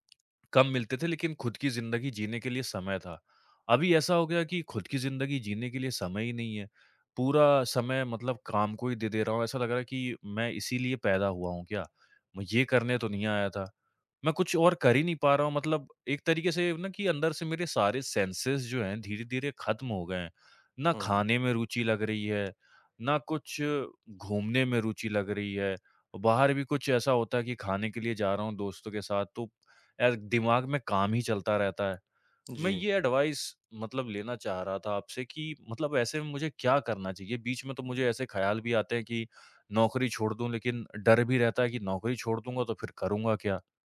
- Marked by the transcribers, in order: in English: "सेंसेस"; in English: "एडवाइस"
- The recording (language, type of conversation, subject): Hindi, advice, लगातार काम के दबाव से ऊर्जा खत्म होना और रोज मन न लगना